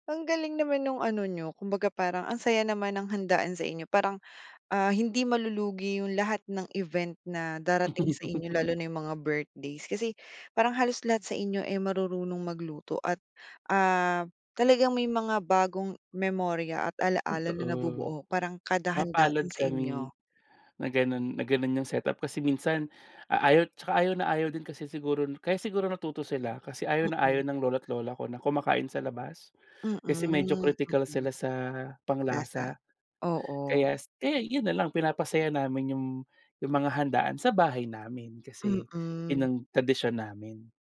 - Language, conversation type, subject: Filipino, podcast, Ano ang paborito mong alaala na may kinalaman sa pagkain?
- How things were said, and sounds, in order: tapping; laugh; other background noise